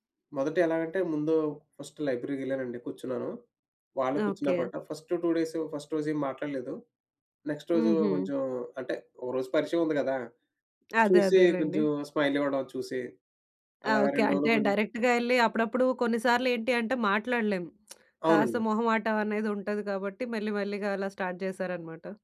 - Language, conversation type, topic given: Telugu, podcast, మీరు స్థానికులతో స్నేహం ఎలా మొదలుపెట్టారు?
- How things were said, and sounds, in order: in English: "ఫస్ట్ లైబ్రరీకెళ్ళానండి"; in English: "ఫస్ట్ టూ"; in English: "ఫస్ట్"; in English: "నెక్స్ట్"; tapping; in English: "స్మైల్"; in English: "డైరెక్ట్‌గా"; lip smack; in English: "స్టార్ట్"